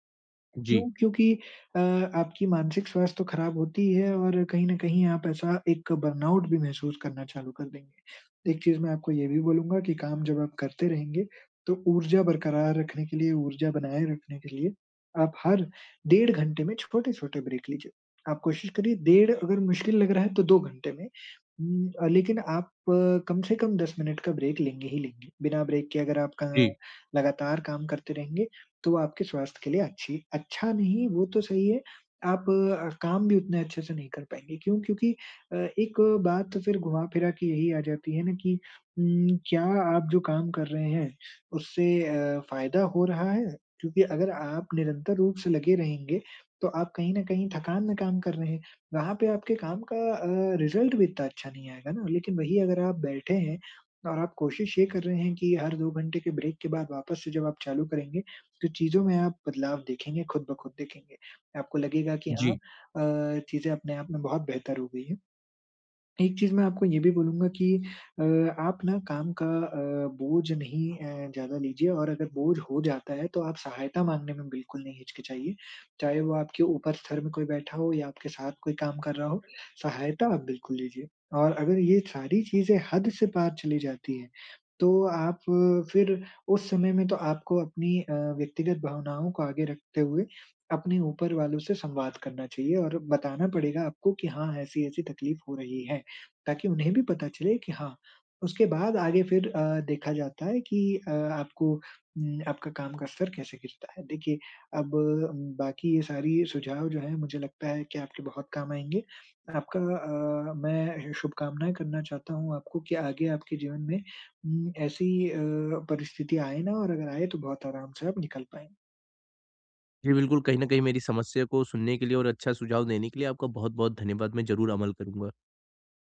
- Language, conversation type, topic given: Hindi, advice, मैं काम और निजी जीवन में संतुलन कैसे बना सकता/सकती हूँ?
- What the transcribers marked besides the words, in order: in English: "बर्नआउट"; in English: "ब्रेक"; in English: "ब्रेक"; in English: "ब्रेक"; in English: "रिज़ल्ट"; in English: "ब्रेक"